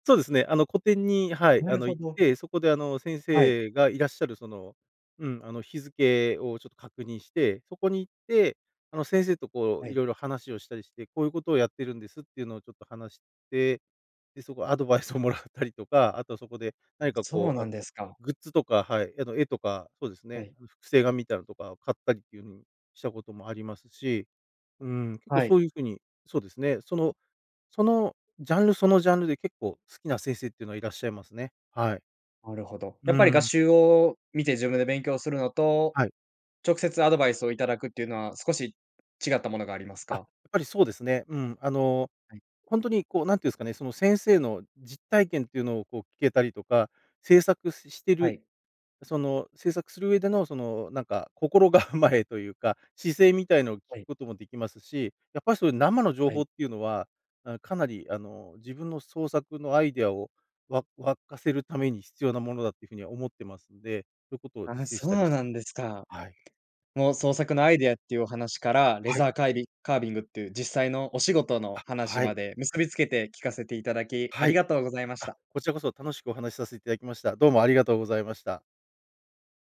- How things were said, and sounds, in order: laughing while speaking: "アドバイスをもらったりとか"; laughing while speaking: "心構えというか"; other background noise
- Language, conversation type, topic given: Japanese, podcast, 創作のアイデアは普段どこから湧いてくる？